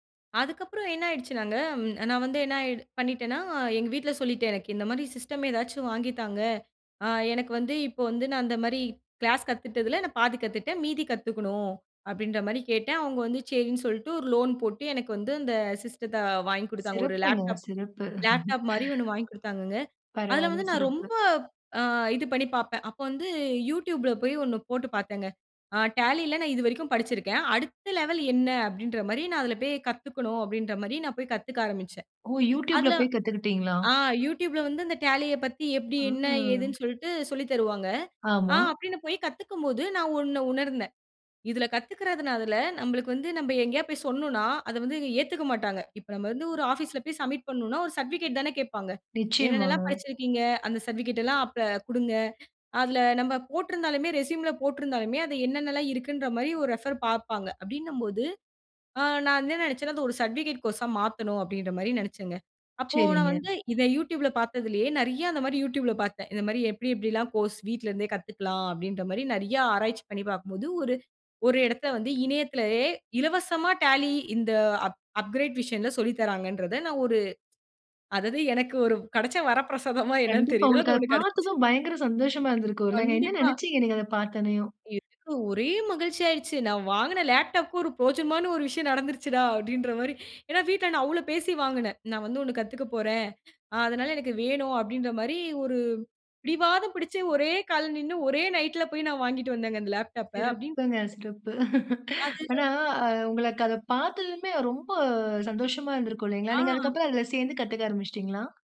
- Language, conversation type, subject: Tamil, podcast, இணையக் கற்றல் உங்கள் பயணத்தை எப்படி மாற்றியது?
- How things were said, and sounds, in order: in English: "சிஸ்டம்"; in English: "சிஸ்டத்த"; laugh; in English: "டேலில"; drawn out: "ஆ!"; other noise; "கத்துக்கிறதுனால" said as "கத்துக்கிறதுனதுல"; in English: "சப்மிட்"; in English: "சர்ட்டிபிகேட்"; in English: "சர்டிஃபிகேட்டல்லாம்"; in English: "ரெஸ்யூமில"; in English: "ரெஃபர்"; in English: "அப் அப்கிரேட் வர்ஷன்ல"; laughing while speaking: "ஒரு கெடைச்ச வரப்பிரசாதமா என்னன்னு தெரியல. அது ஒண்ணு கெடைச்சுச்சு"; joyful: "கண்டிப்பா. எனக்கு ஒரே மகிழ்ச்சி ஆயிடுச்சு … வந்தேங்க அந்த லேப்டாப்ப"; laugh